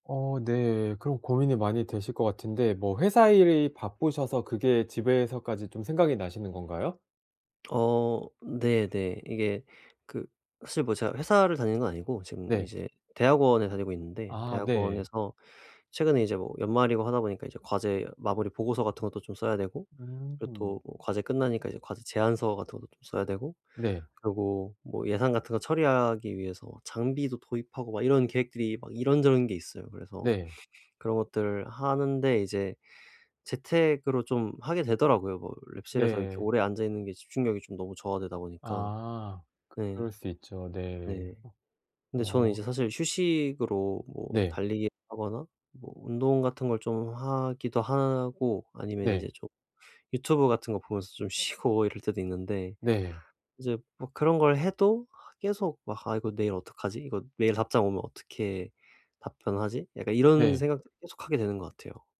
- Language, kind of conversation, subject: Korean, advice, 휴식할 때 몸은 쉬는데도 마음이 계속 불편한 이유는 무엇인가요?
- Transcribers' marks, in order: tapping; other background noise